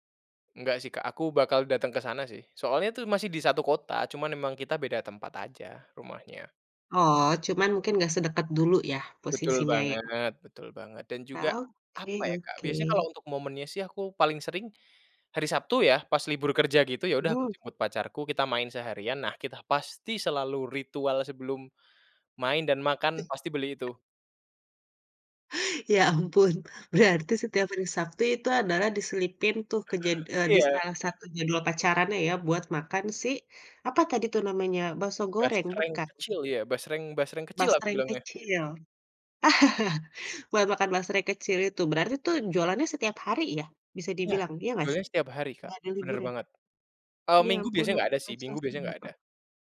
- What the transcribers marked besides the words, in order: other noise; unintelligible speech; unintelligible speech; chuckle; unintelligible speech
- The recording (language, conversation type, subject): Indonesian, podcast, Ceritakan makanan favoritmu waktu kecil, dong?